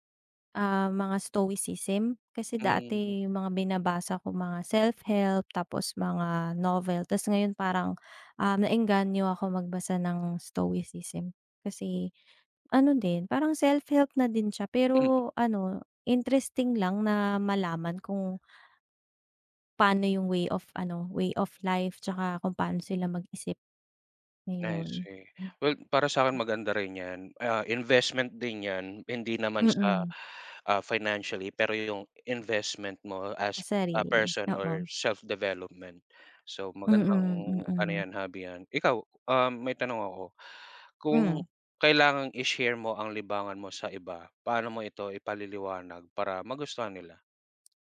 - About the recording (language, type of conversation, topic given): Filipino, unstructured, Bakit mo gusto ang ginagawa mong libangan?
- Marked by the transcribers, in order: in English: "stoicism"; in English: "self-help"; in English: "self-help"; in English: "way of life"; in English: "as a person or self-development"; other background noise